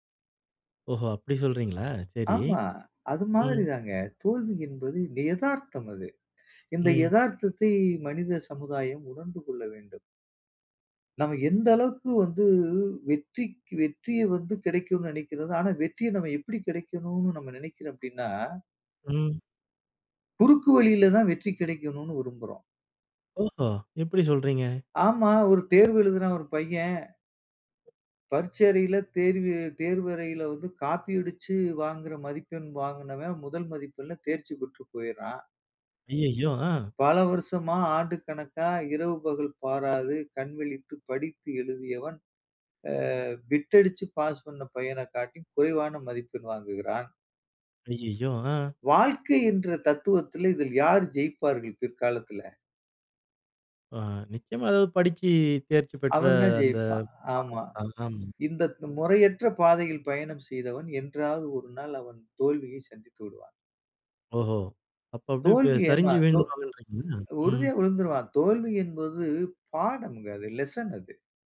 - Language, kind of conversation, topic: Tamil, podcast, தோல்வியால் மனநிலையை எப்படி பராமரிக்கலாம்?
- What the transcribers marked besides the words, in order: inhale; other background noise; other noise; surprised: "அய்யய்யோ!"; surprised: "அய்யய்யோ!"; in English: "லெசன்"